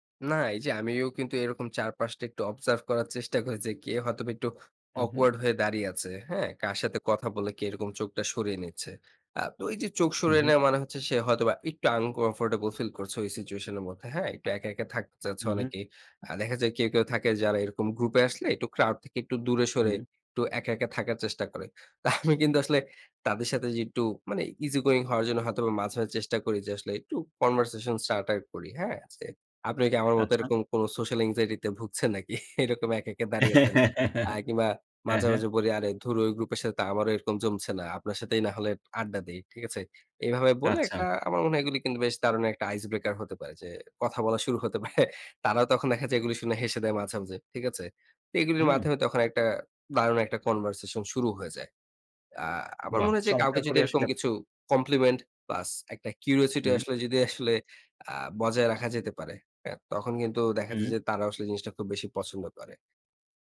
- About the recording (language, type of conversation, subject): Bengali, podcast, মিটআপে গিয়ে আপনি কীভাবে কথা শুরু করেন?
- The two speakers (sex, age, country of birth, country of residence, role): male, 35-39, Bangladesh, Finland, host; male, 60-64, Bangladesh, Bangladesh, guest
- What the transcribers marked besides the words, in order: tapping; in English: "observe"; in English: "awkward"; in English: "uncomfortable feel"; in English: "crowd"; "একটু" said as "ইকটু"; in English: "easy going"; in English: "conversation starter"; in English: "social anxiety"; laugh; chuckle; in English: "ice breaker"; chuckle; in English: "compliment plus"; in English: "curiosity"